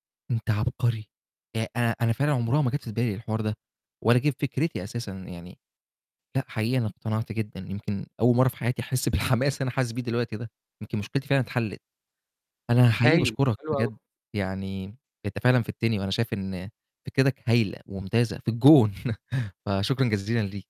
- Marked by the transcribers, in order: laughing while speaking: "بالحماس"; chuckle
- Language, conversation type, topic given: Arabic, advice, إيه اللي بيخلّيك تحس بإحباط عشان تقدّمك بطيء ناحية هدف مهم؟